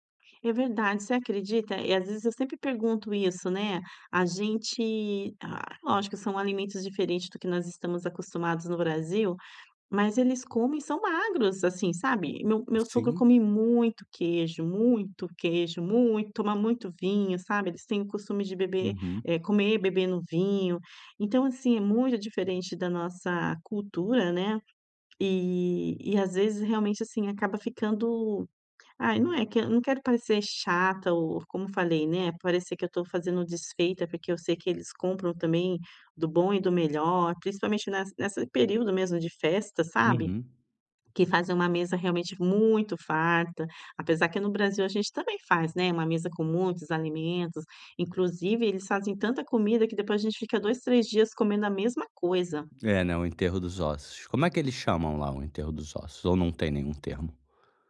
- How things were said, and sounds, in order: none
- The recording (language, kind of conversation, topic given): Portuguese, advice, Como posso lidar com a pressão social para comer mais durante refeições em grupo?